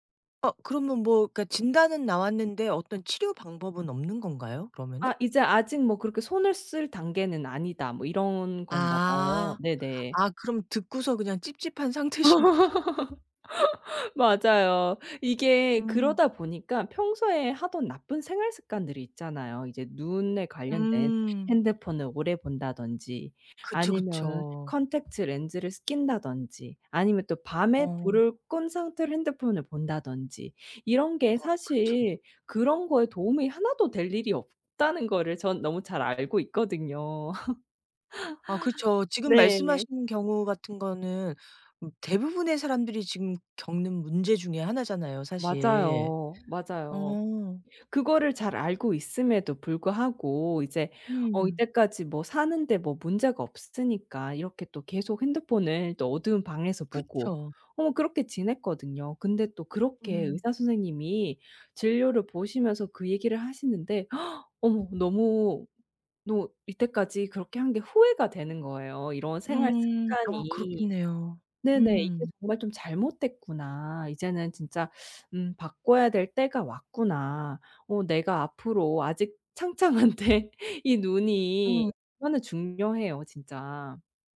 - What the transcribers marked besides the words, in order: other background noise; laughing while speaking: "상태신 거군요"; laugh; laugh; gasp; laughing while speaking: "창창한데"
- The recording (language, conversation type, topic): Korean, advice, 건강 문제 진단 후 생활습관을 어떻게 바꾸고 계시며, 앞으로 어떤 점이 가장 불안하신가요?